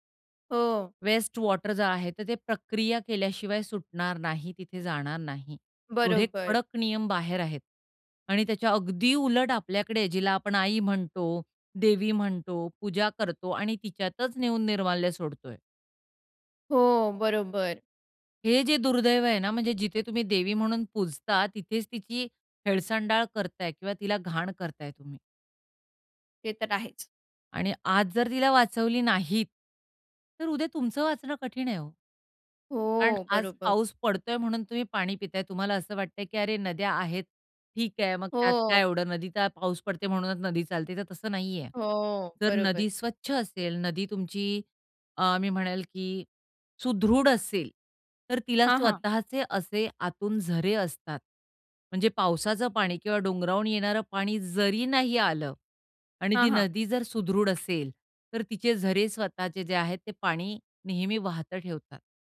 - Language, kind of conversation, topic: Marathi, podcast, नद्या आणि ओढ्यांचे संरक्षण करण्यासाठी लोकांनी काय करायला हवे?
- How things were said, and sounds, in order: in English: "वेस्ट वॉटर"; trusting: "तुमचं वाचणं कठीण आहे हो"; drawn out: "हो"